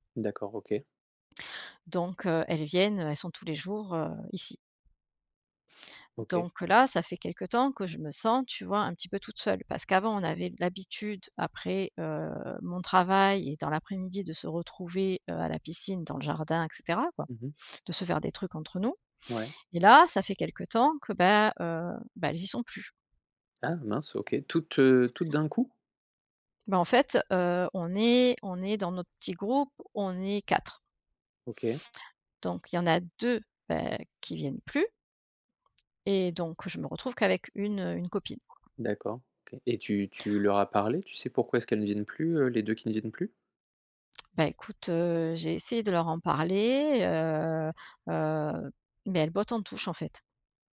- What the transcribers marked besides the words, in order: none
- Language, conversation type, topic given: French, advice, Comment te sens-tu quand tu te sens exclu(e) lors d’événements sociaux entre amis ?